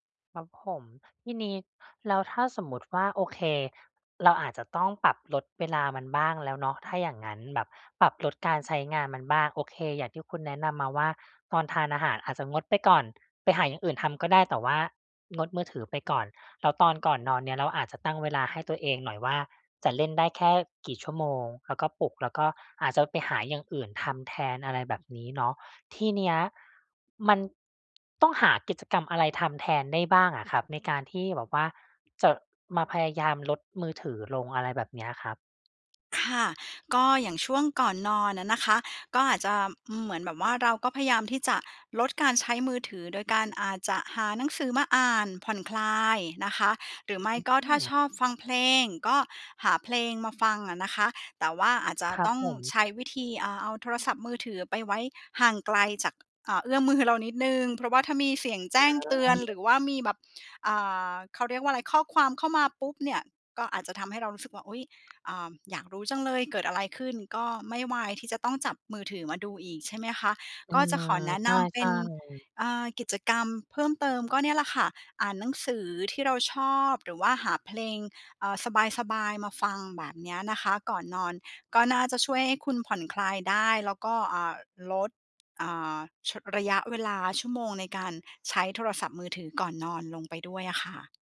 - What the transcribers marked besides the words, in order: tapping; other background noise
- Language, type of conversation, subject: Thai, advice, อยากตั้งกิจวัตรก่อนนอนแต่จบลงด้วยจ้องหน้าจอ